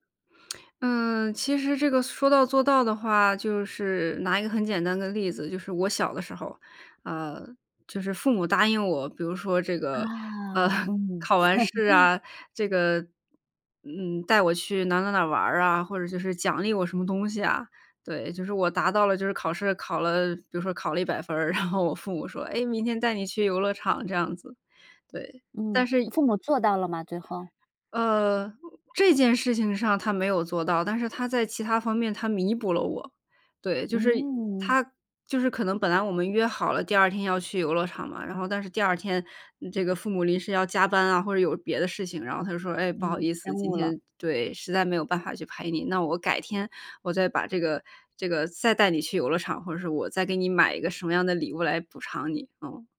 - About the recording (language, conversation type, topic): Chinese, podcast, 你怎么看“说到做到”在日常生活中的作用？
- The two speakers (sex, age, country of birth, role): female, 30-34, China, guest; female, 30-34, China, host
- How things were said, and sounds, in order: lip smack; laughing while speaking: "呃"; chuckle; laughing while speaking: "然后"